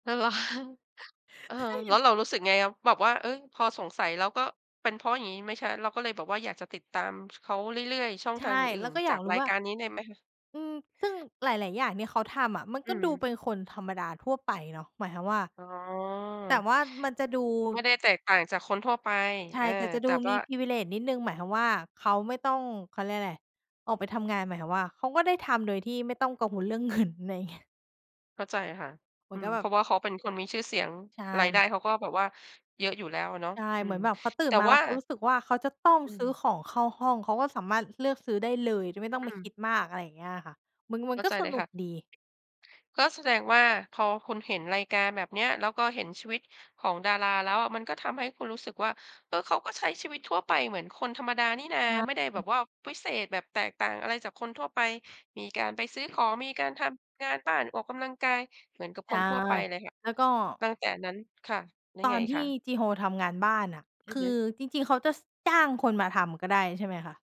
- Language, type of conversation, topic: Thai, podcast, ทำไมคนเราถึงชอบติดตามชีวิตดาราราวกับกำลังดูเรื่องราวที่น่าตื่นเต้น?
- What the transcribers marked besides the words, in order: in English: "Privilege"; laughing while speaking: "เงิน"; tapping